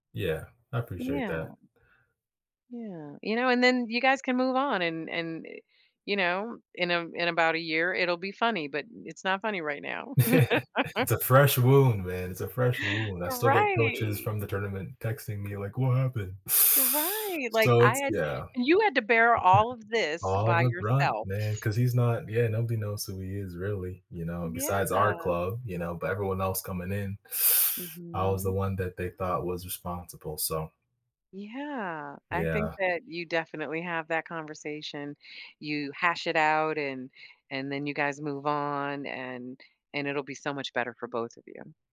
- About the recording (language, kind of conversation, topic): English, advice, How do I tell a close friend I feel let down?
- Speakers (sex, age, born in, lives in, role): female, 60-64, United States, United States, advisor; male, 20-24, Canada, United States, user
- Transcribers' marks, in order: laugh; drawn out: "Right"; drawn out: "right"; teeth sucking; other background noise; teeth sucking